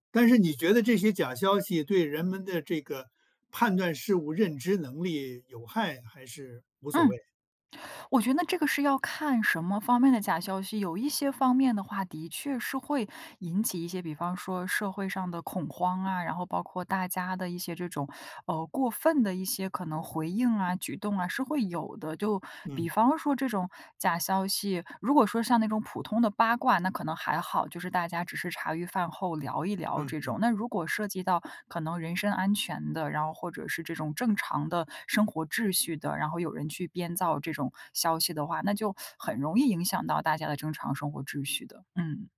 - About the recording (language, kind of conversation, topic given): Chinese, podcast, 你认为为什么社交平台上的假消息会传播得这么快？
- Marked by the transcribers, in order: teeth sucking